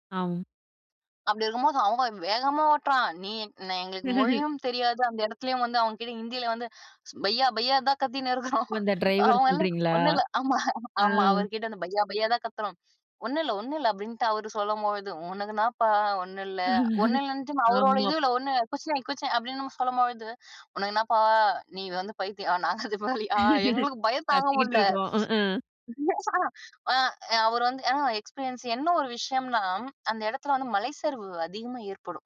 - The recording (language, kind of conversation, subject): Tamil, podcast, உங்களுக்கு மலை பிடிக்குமா, கடல் பிடிக்குமா, ஏன்?
- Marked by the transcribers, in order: laugh; in Hindi: "பையா பையா"; laughing while speaking: "கத்தின்னு இருக்கிறோம். அவங்க எல்லாம், ஒண்ணும் … பையா தான் கத்துறோம்"; in Hindi: "பையா பையா"; laugh; in Hindi: "குச்நஹி குச்நஹி"; laugh; laughing while speaking: "நாங்க அதுமாரியா, எங்களுக்கு பயம் தாங்க முடில"; other noise; laugh; in English: "எக்ஸ்பீரியன்ஸ்"